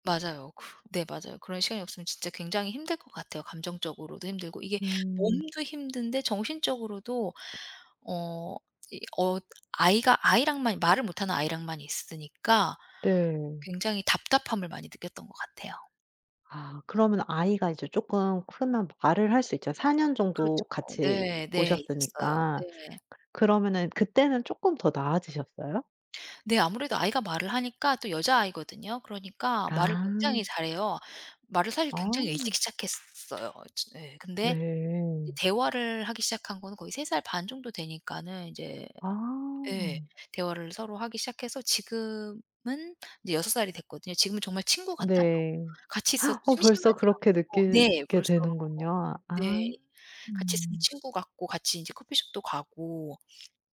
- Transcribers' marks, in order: tapping; gasp
- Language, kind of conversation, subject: Korean, podcast, 커리어와 가족 사이에서 어떻게 균형을 맞춰 오셨나요?